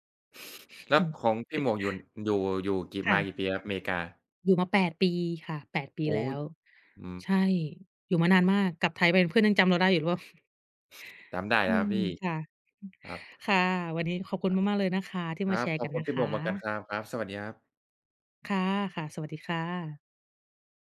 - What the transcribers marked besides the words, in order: other background noise; chuckle; chuckle
- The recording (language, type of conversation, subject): Thai, unstructured, เพื่อนที่ดีมีผลต่อชีวิตคุณอย่างไรบ้าง?